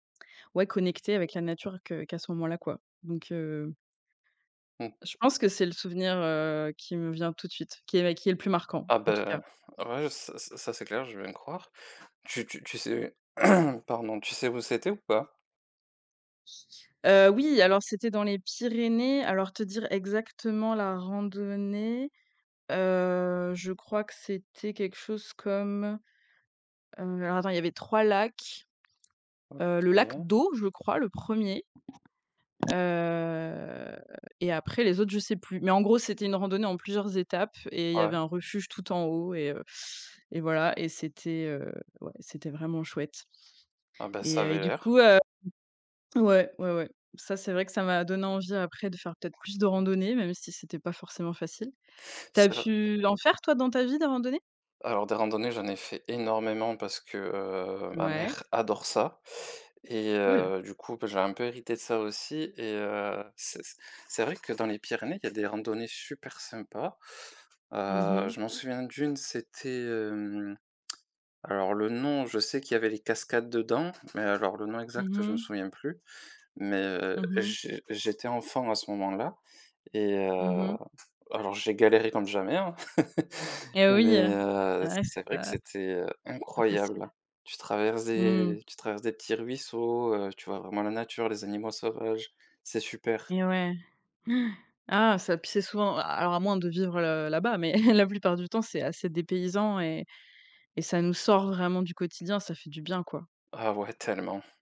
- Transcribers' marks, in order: other background noise; throat clearing; drawn out: "heu"; tapping; chuckle; chuckle
- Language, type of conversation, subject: French, unstructured, Quel est ton souvenir préféré lié à la nature ?